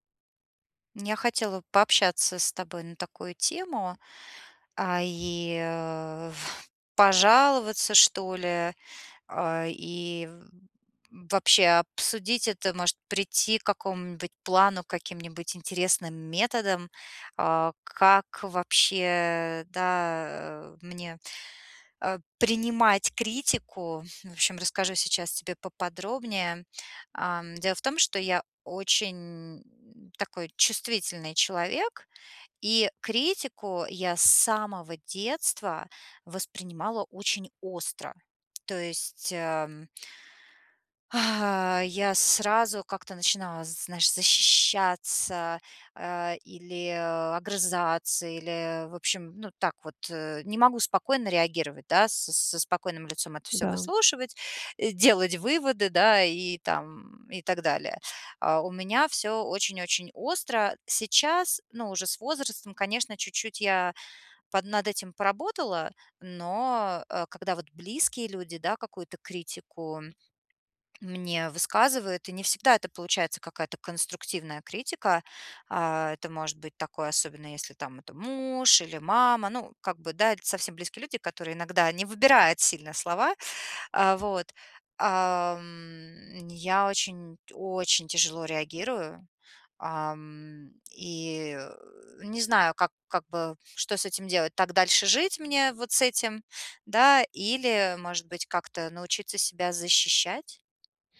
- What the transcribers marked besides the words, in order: exhale; exhale; other background noise; tapping
- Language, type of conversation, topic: Russian, advice, Как мне оставаться уверенным, когда люди критикуют мою работу или решения?